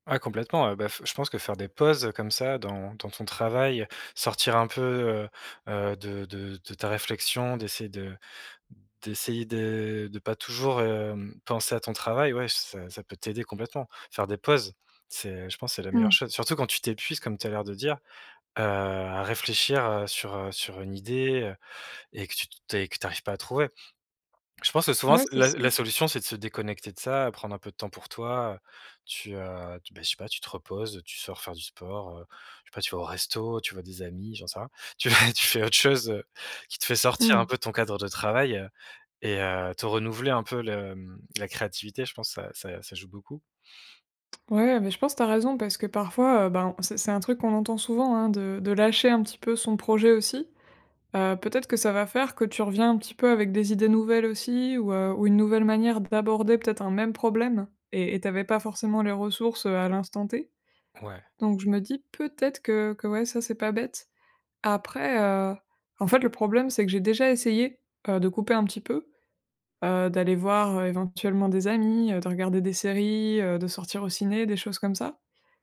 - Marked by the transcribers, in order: laughing while speaking: "Tu vas"
- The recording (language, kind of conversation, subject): French, advice, Comment la fatigue et le manque d’énergie sabotent-ils votre élan créatif régulier ?